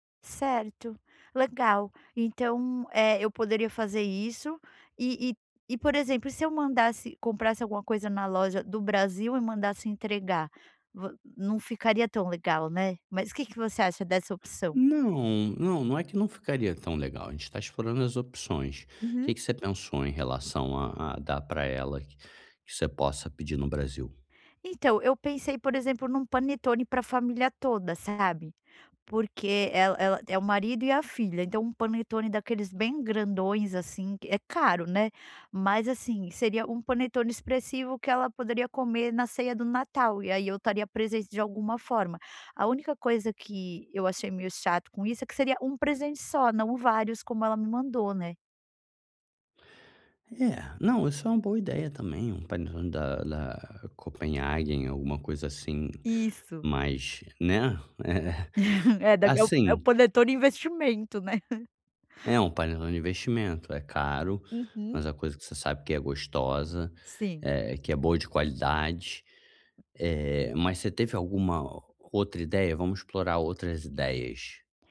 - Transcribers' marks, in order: laugh; chuckle
- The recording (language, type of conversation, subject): Portuguese, advice, Como posso encontrar um presente que seja realmente memorável?
- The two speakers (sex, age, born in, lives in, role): female, 40-44, Brazil, United States, user; male, 35-39, Brazil, Germany, advisor